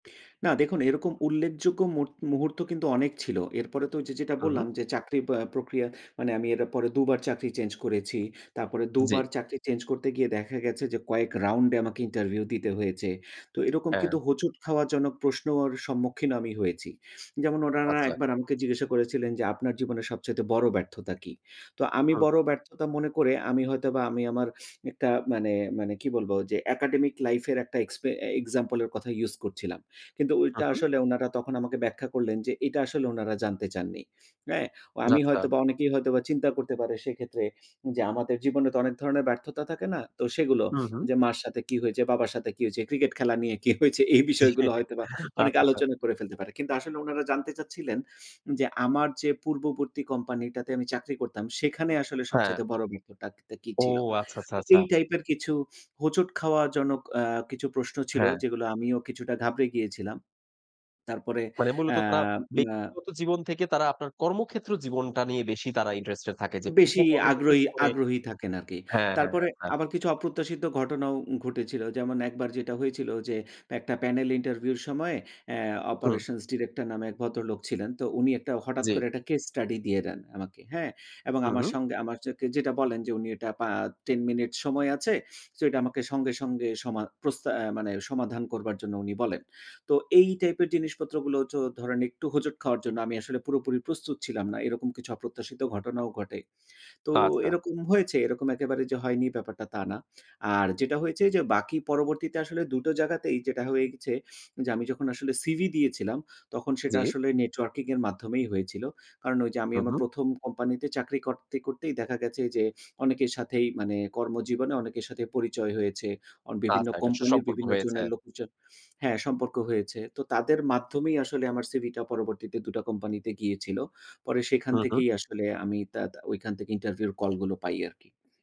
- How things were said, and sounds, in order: in English: "round"; "হয়েছে" said as "হয়েচে"; tapping; "হয়েছি" said as "হয়েচি"; "উনারা" said as "অরানারা"; "করেছিলেন" said as "করেচিলেন"; sniff; in English: "example"; "হয়েছে" said as "হয়েচে"; other background noise; "হয়েছে" said as "হয়েচে"; laughing while speaking: "জি, আচ্ছা, আচ্ছা"; laughing while speaking: "হয়েছে এই বিষয়গুলো হয়তোবা"; "ব্যর্থটা" said as "ব্যর্থতাকতা"; "ছিলো" said as "চিলো"; in English: "panel"; in English: "operations director"; in English: "case study"; "হয়েছে" said as "হয়েচে"; "গেছে" said as "গেচে"; "গিয়েছিলো" said as "গিয়েচিলো"
- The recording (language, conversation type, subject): Bengali, podcast, আপনি কীভাবে আপনার প্রথম চাকরি পেয়েছিলেন?